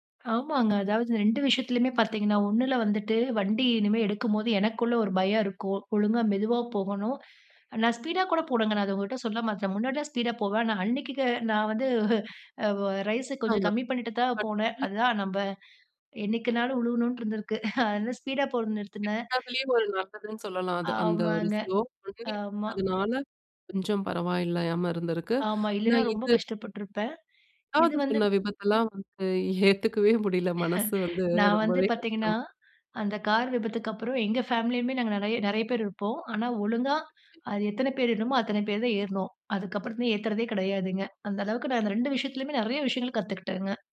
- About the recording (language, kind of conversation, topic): Tamil, podcast, ஒரு விபத்திலிருந்து நீங்கள் கற்றுக்கொண்ட மிக முக்கியமான பாடம் என்ன?
- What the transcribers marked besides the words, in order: tapping; in English: "ரைஸை"; unintelligible speech; chuckle; in English: "ஸ்லோ பிகினீங்க"; chuckle; other noise